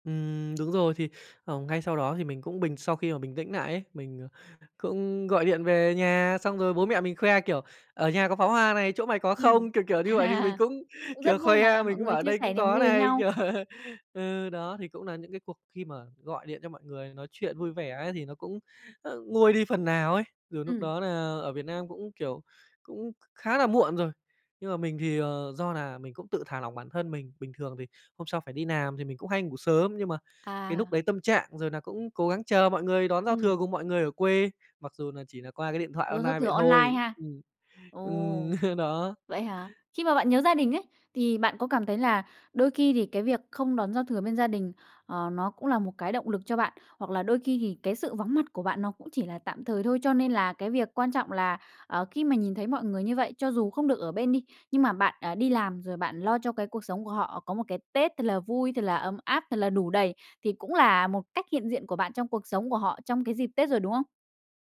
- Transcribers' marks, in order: tapping; laugh; laughing while speaking: "Kiểu"; "làm" said as "nàm"; "online" said as "on nai"; laugh
- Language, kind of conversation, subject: Vietnamese, podcast, Bạn đã bao giờ nghe nhạc đến mức bật khóc chưa, kể cho mình nghe được không?
- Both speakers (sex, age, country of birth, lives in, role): female, 20-24, Vietnam, Vietnam, host; male, 25-29, Vietnam, Japan, guest